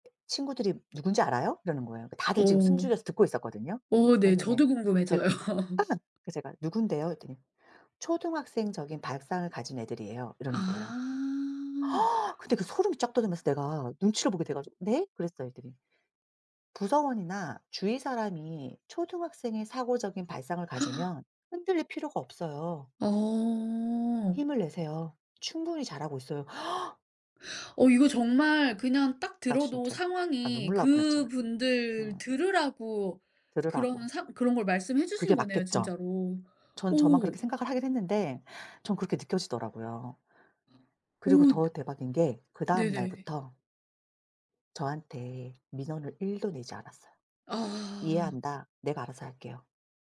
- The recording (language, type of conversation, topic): Korean, podcast, 뜻밖의 친절을 받아 본 적이 있으신가요?
- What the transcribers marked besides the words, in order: other background noise; laughing while speaking: "궁금해져요"; tapping; gasp; gasp; gasp; inhale